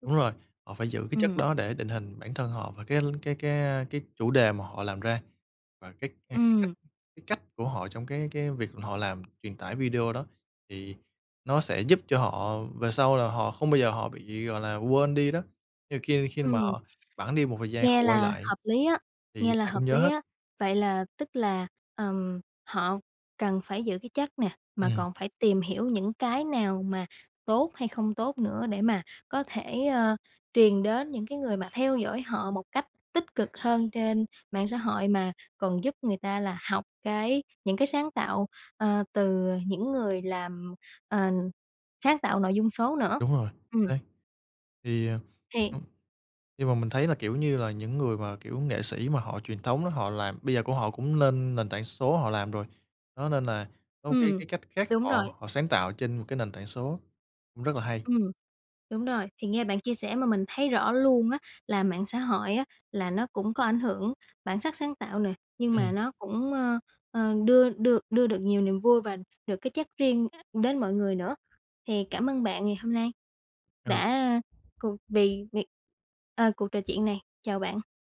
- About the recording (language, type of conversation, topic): Vietnamese, podcast, Bạn nghĩ mạng xã hội ảnh hưởng đến bản sắc sáng tạo như thế nào?
- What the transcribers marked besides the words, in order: tapping; other background noise; other noise